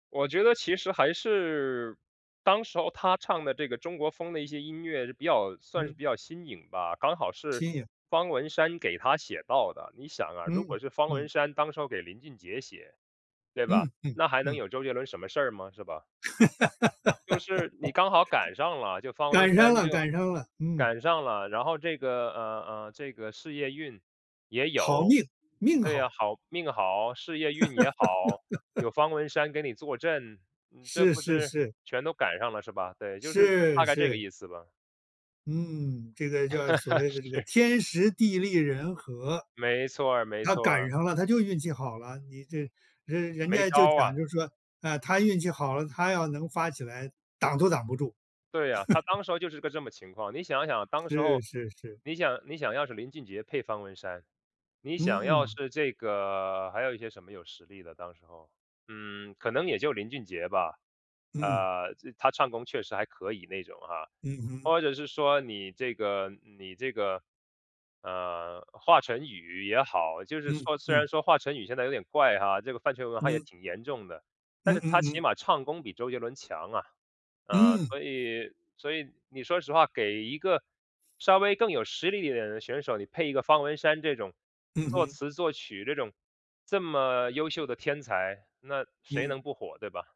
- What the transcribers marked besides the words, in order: laugh; laugh; laugh; laugh
- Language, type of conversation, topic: Chinese, podcast, 偶像文化会改变你的音乐口味吗？